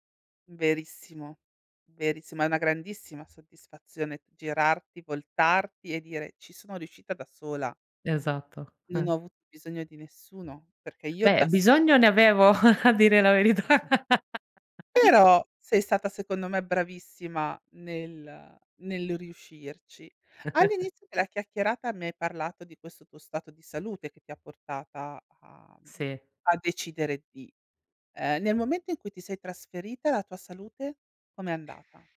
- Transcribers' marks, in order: other background noise; chuckle; chuckle; laughing while speaking: "verità"; laugh; chuckle
- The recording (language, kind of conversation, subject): Italian, podcast, Qual è stata una sfida che ti ha fatto crescere?